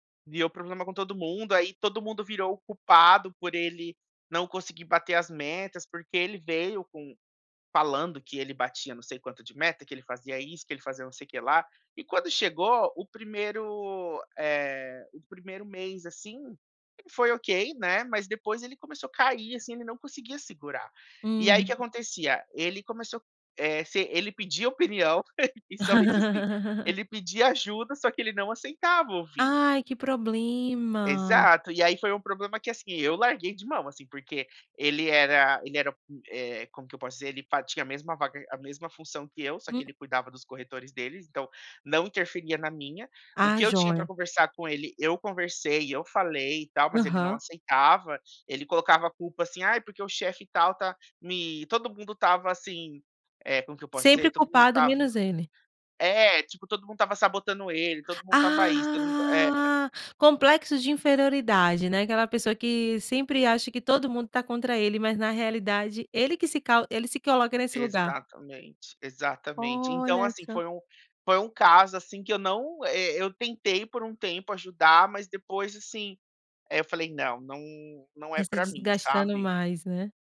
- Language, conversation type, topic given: Portuguese, podcast, Como pedir esclarecimentos sem criar atrito?
- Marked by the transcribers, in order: laughing while speaking: "e somente assim"; laugh; drawn out: "Ah"